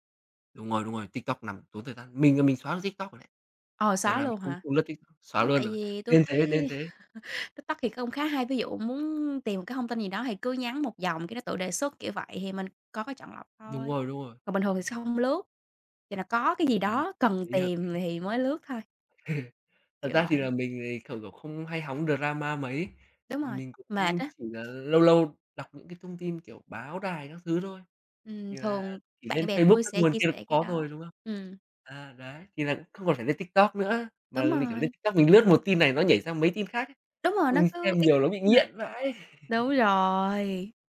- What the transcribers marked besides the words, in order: tapping; chuckle; other background noise; chuckle; in English: "drama"; chuckle
- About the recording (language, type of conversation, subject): Vietnamese, unstructured, Bạn muốn thử thách bản thân như thế nào trong tương lai?